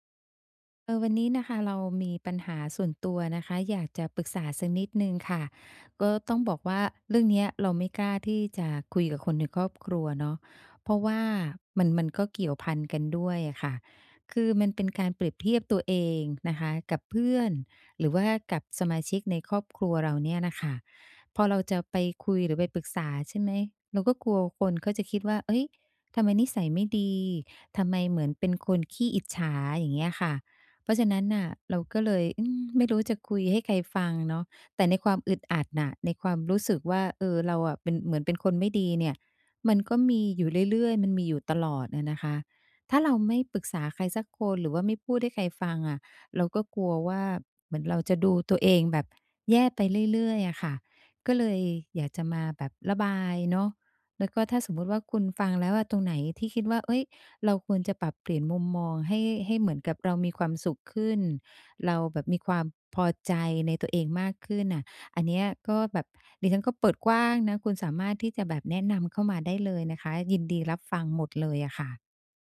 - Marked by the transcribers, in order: none
- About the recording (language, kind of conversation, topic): Thai, advice, ฉันจะหลีกเลี่ยงการเปรียบเทียบตัวเองกับเพื่อนและครอบครัวได้อย่างไร